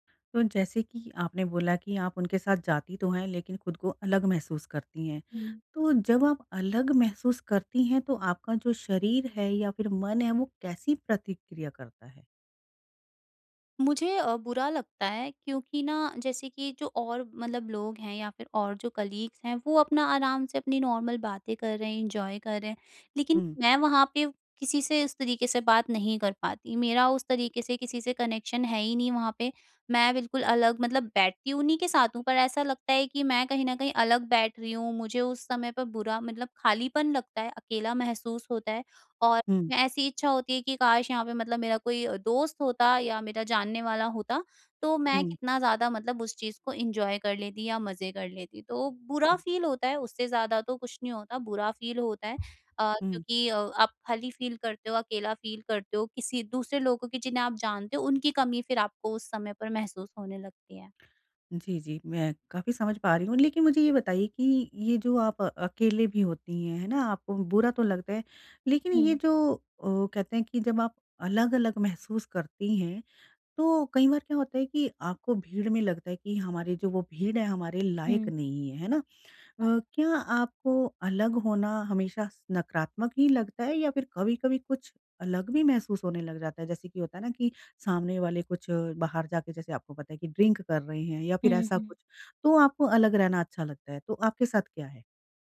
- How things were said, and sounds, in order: in English: "कलीग्स"; in English: "नॉर्मल"; in English: "एन्जॉय"; in English: "कनेक्शन"; in English: "एन्जॉय"; in English: "फ़ील"; in English: "फ़ील"; in English: "फ़ील"; in English: "फ़ील"; in English: "ड्रिंक"
- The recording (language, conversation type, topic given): Hindi, advice, भीड़ में खुद को अलग महसूस होने और शामिल न हो पाने के डर से कैसे निपटूँ?